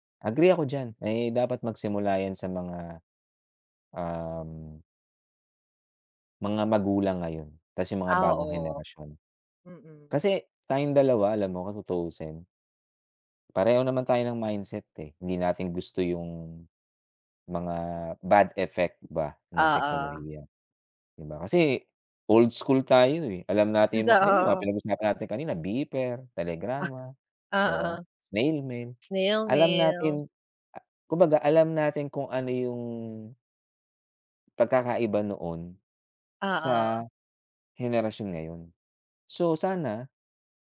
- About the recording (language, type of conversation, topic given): Filipino, unstructured, Ano ang tingin mo sa epekto ng teknolohiya sa lipunan?
- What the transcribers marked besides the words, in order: tapping